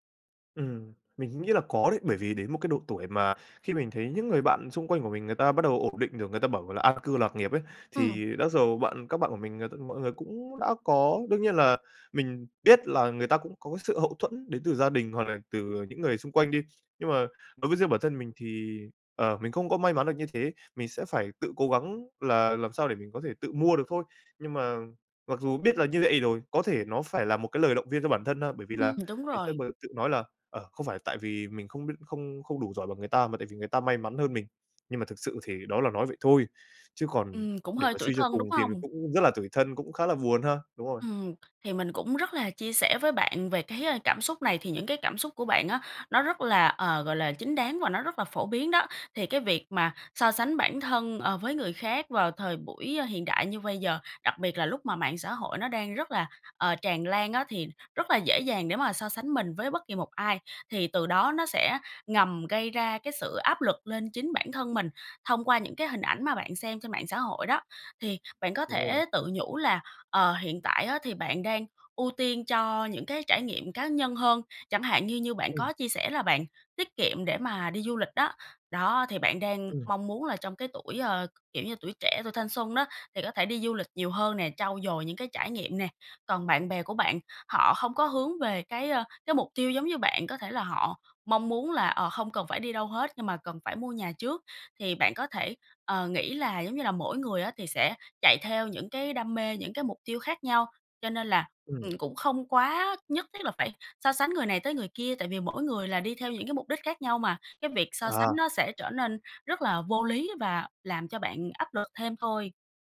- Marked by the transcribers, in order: tapping
- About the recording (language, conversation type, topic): Vietnamese, advice, Làm sao để dành tiền cho mục tiêu lớn như mua nhà?